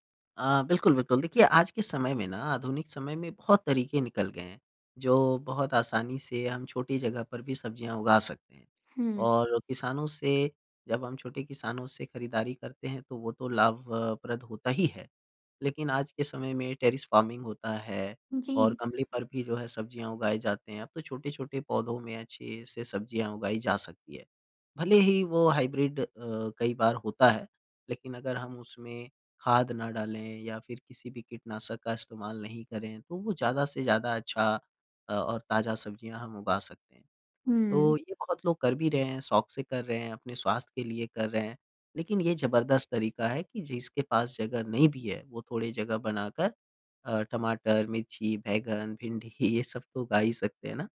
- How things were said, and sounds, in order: in English: "टेरेस फ़ार्मिंग"; in English: "हाइब्रिड"; chuckle
- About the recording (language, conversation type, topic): Hindi, podcast, क्या आपने कभी किसान से सीधे सब्ज़ियाँ खरीदी हैं, और आपका अनुभव कैसा रहा?